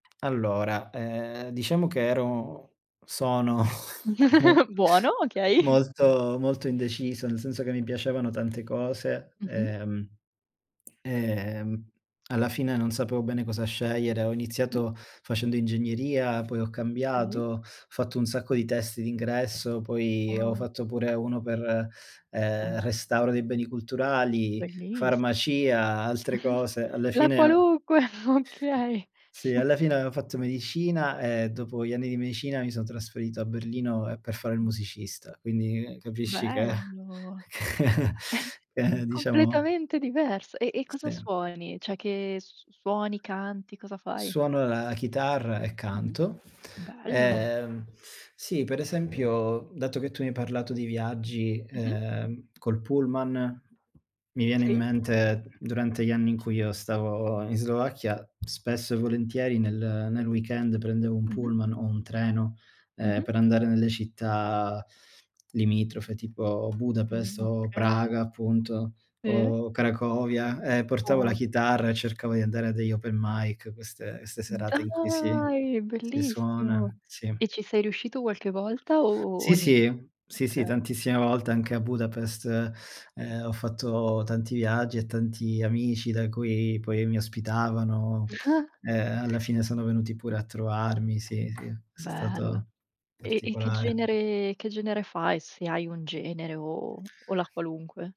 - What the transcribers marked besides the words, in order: other background noise; chuckle; giggle; "Bellissimo" said as "bellissi"; chuckle; chuckle; snort; chuckle; laughing while speaking: "che"; chuckle; drawn out: "Dai"; chuckle
- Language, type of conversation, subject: Italian, unstructured, Hai mai fatto un viaggio che ti ha cambiato la vita?
- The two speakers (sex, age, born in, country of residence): female, 25-29, Italy, Italy; male, 30-34, Italy, Germany